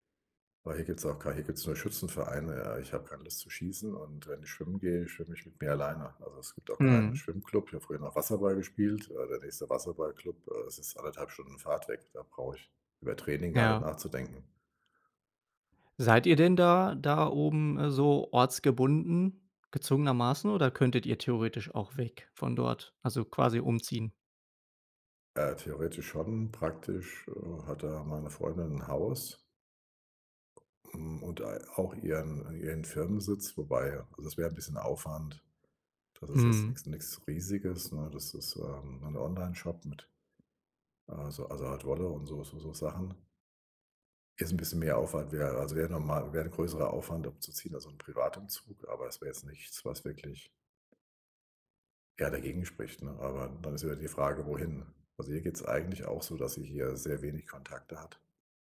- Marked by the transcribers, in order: other background noise
- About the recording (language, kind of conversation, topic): German, advice, Wie kann ich mit Einsamkeit trotz Arbeit und Alltag besser umgehen?